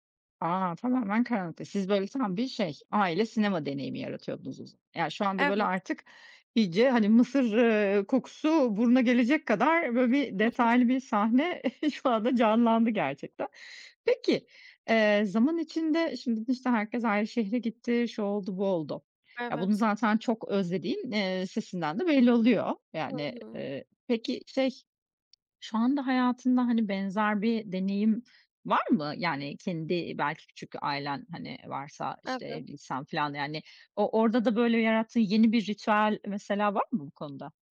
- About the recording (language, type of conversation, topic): Turkish, podcast, Ailenizde sinema geceleri nasıl geçerdi, anlatır mısın?
- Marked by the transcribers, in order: tapping; other background noise; chuckle; chuckle